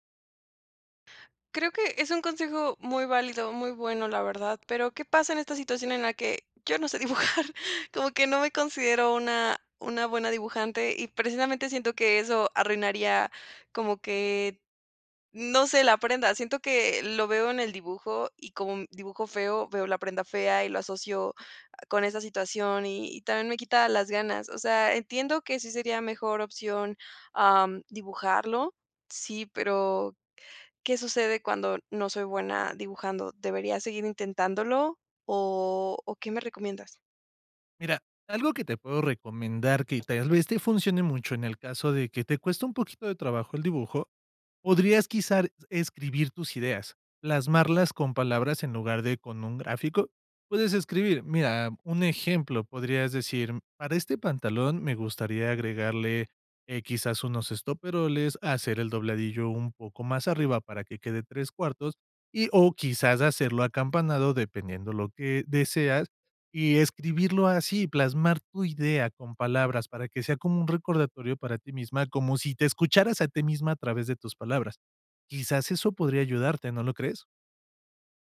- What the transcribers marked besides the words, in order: chuckle; "quizás" said as "quizar"
- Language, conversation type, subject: Spanish, advice, ¿Cómo te impide el perfeccionismo terminar tus obras o compartir tu trabajo?